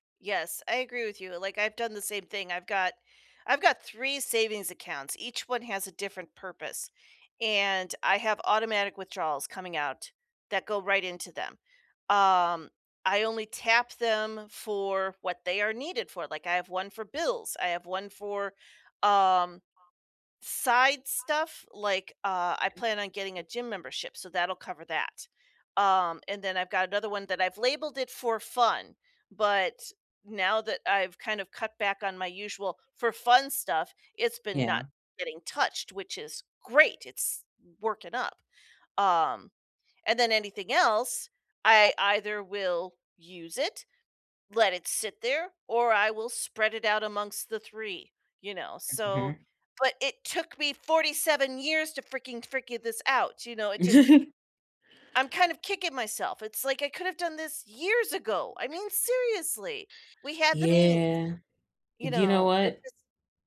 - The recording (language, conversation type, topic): English, unstructured, Why do so many people struggle to save money?
- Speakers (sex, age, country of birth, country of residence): female, 30-34, United States, United States; female, 50-54, United States, United States
- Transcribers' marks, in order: other background noise; background speech; stressed: "great"; angry: "to freaking frigure this out"; "figure" said as "frigure"; laugh; angry: "years ago! I mean, seriously! We had the means"